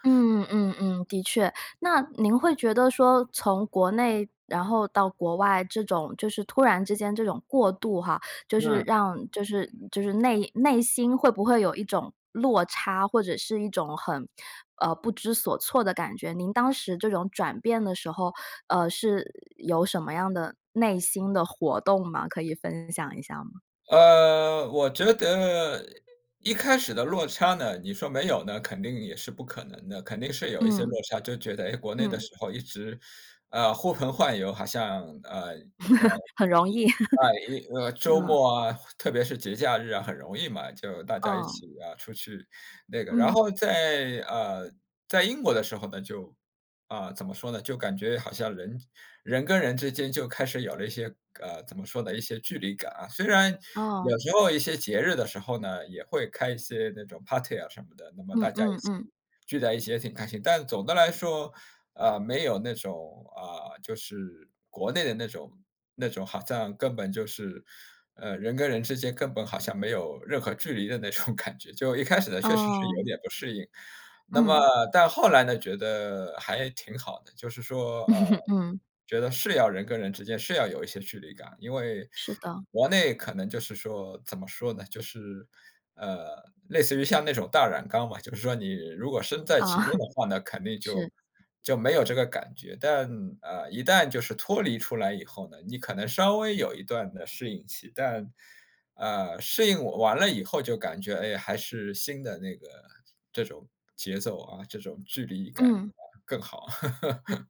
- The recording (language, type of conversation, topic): Chinese, podcast, 你能跟我们说说如何重新定义成功吗？
- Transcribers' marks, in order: laugh; chuckle; laughing while speaking: "那种感觉"; laugh; laughing while speaking: "啊"; laugh